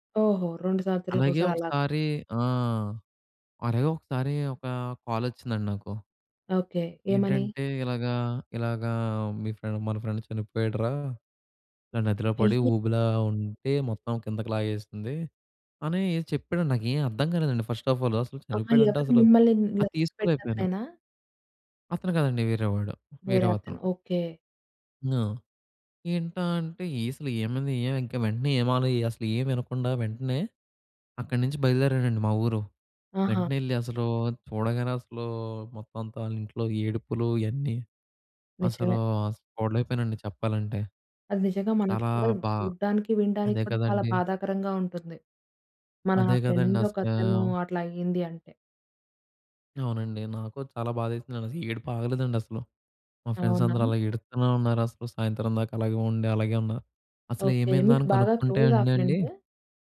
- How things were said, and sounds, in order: in English: "ఫ్రెండ్"; in English: "ఫ్రెండ్"; in English: "ఫస్ట్ ఆఫ్ ఆల్"; sad: "అసలు చూడలేకపోయానండి చెప్పాలంటే"; tapping; in English: "ఫ్రెండ్"; in English: "ఫ్రెండ్స్"
- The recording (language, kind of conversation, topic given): Telugu, podcast, నది ఒడ్డున నిలిచినప్పుడు మీకు గుర్తొచ్చిన ప్రత్యేక క్షణం ఏది?